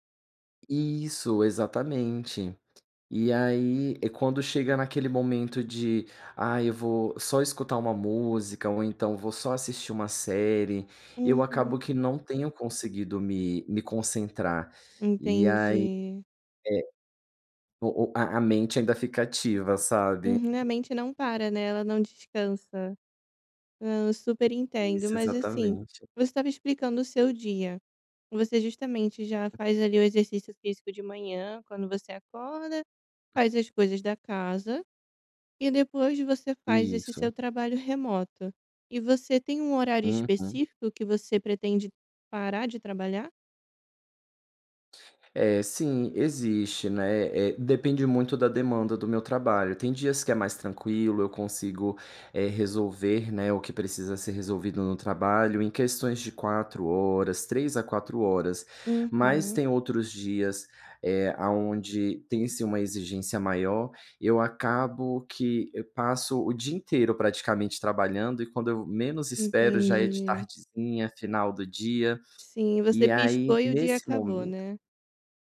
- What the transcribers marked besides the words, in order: tapping
- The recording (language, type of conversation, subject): Portuguese, advice, Como posso relaxar em casa depois de um dia cansativo?